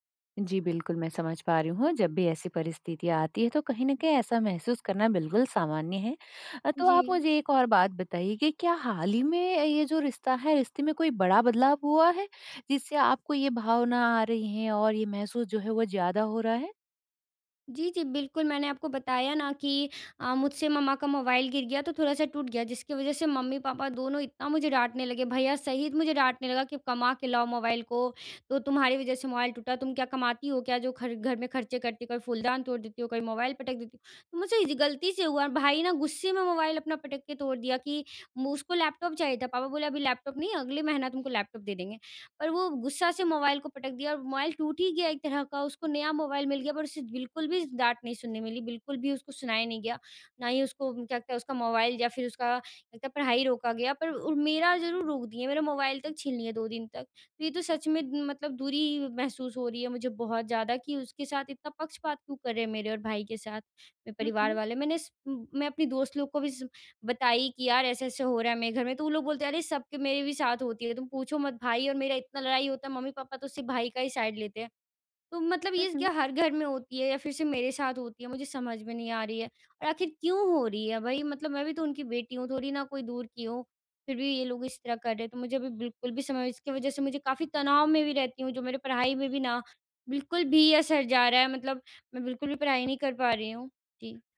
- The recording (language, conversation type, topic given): Hindi, advice, मैं अपने रिश्ते में दूरी क्यों महसूस कर रहा/रही हूँ?
- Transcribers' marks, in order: unintelligible speech; in English: "साइड"